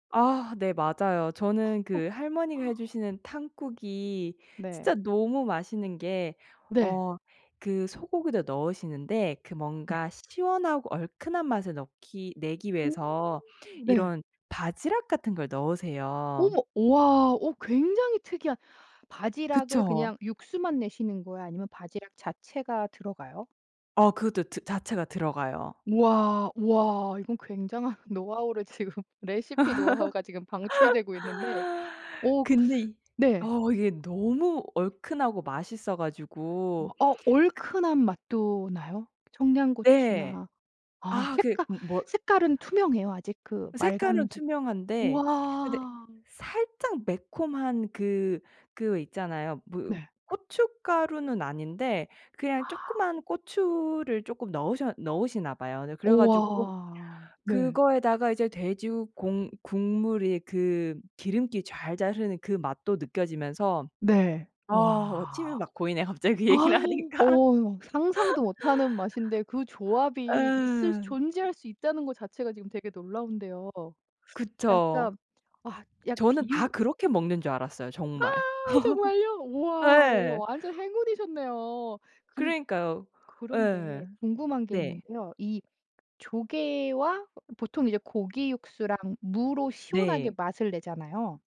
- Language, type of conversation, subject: Korean, podcast, 할머니 손맛이 그리울 때 가장 먼저 떠오르는 음식은 무엇인가요?
- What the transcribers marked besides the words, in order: gasp; tapping; laughing while speaking: "굉장한 노하우를 지금"; other background noise; laugh; inhale; gasp; laughing while speaking: "갑자기 그 얘기를 하니까"; laugh; laugh